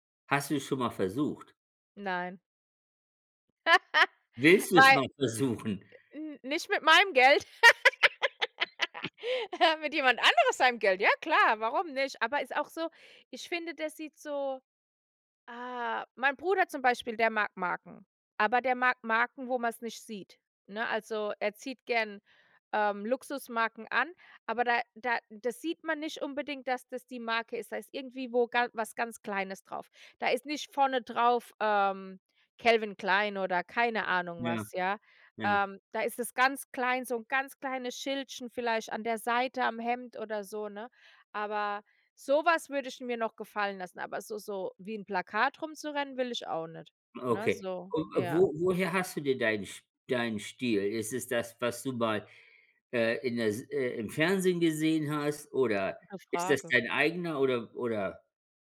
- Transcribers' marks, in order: laugh; laugh; other background noise
- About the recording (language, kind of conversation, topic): German, unstructured, Wie würdest du deinen Stil beschreiben?